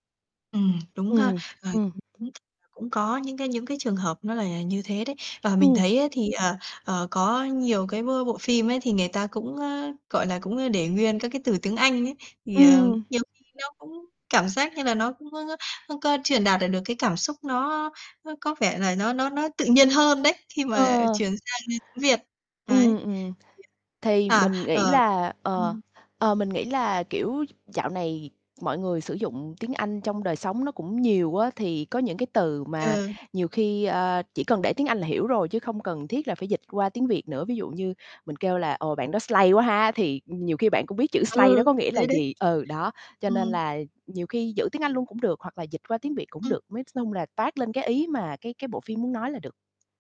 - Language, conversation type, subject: Vietnamese, podcast, Bạn nghĩ sự khác nhau giữa phụ đề và lồng tiếng là gì?
- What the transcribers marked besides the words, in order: tapping; unintelligible speech; other background noise; distorted speech; in English: "slay"; in English: "slay"